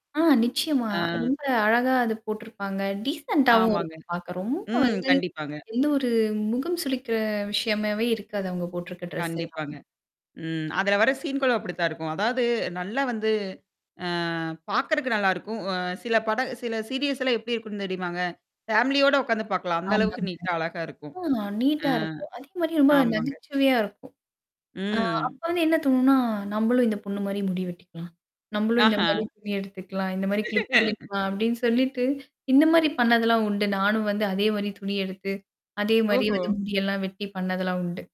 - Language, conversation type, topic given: Tamil, podcast, நீண்ட தொடரை தொடர்ந்து பார்த்தால் உங்கள் மனநிலை எப்படி மாறுகிறது?
- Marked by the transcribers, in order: static; in English: "டீசெண்ட்டாவும்"; tapping; mechanical hum; other noise; in English: "சீன்களும்"; "பார்க்குறதுக்கு" said as "பார்க்கறக்கு"; in English: "சீரியல்ஸ்லாம்"; in English: "ஃபேமிலியோட"; in English: "நீட்டா"; distorted speech; laugh